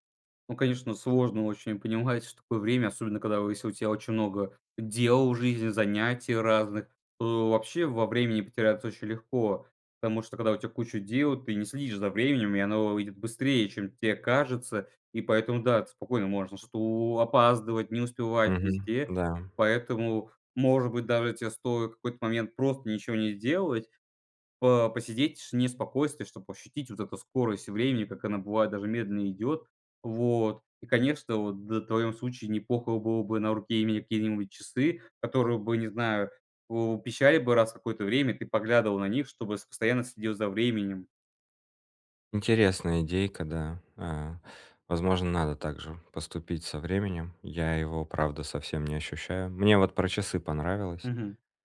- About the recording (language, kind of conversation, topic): Russian, advice, Как перестать срывать сроки из-за плохого планирования?
- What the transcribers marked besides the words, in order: "если" said as "есси"; tapping